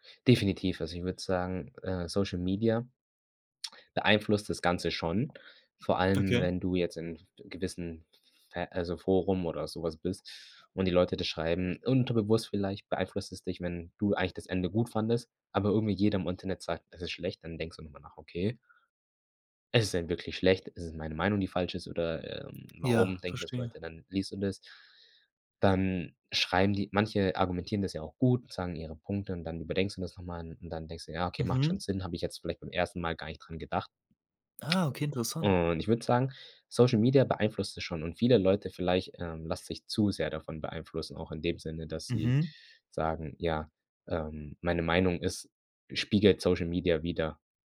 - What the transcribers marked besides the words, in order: other background noise
- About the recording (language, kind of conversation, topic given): German, podcast, Warum reagieren Fans so stark auf Serienenden?